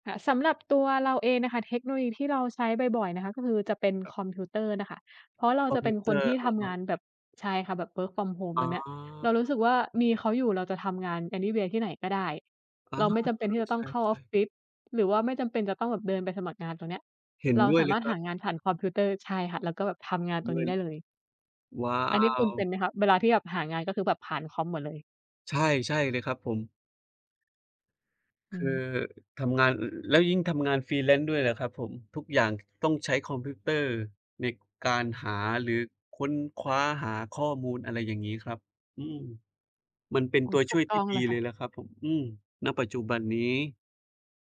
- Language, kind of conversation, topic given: Thai, unstructured, เทคโนโลยีช่วยให้ชีวิตประจำวันของคุณง่ายขึ้นอย่างไร?
- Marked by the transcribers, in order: in English: "work from home"; tapping; in English: "anyway"; in English: "freelance"